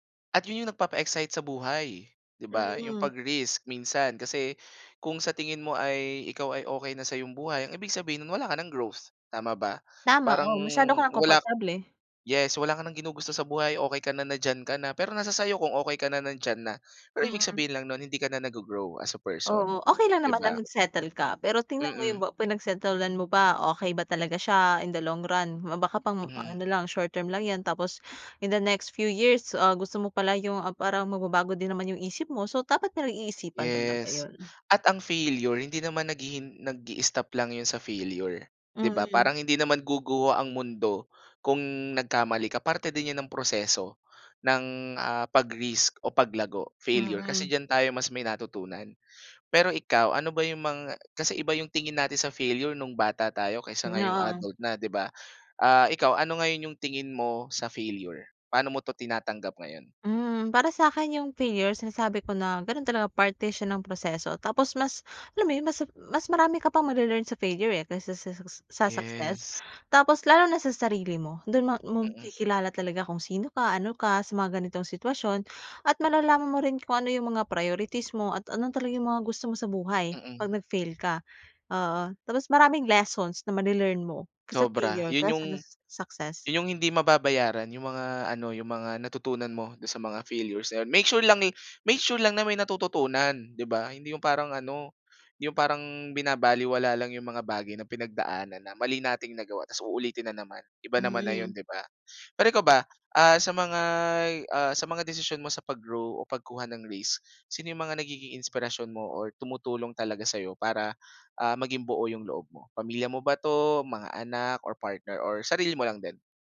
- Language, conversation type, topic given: Filipino, podcast, Paano mo hinaharap ang takot sa pagkuha ng panganib para sa paglago?
- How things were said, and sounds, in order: gasp; in English: "in the long run?"; in English: "short term"; gasp; in English: "in the next few years"; gasp; gasp; gasp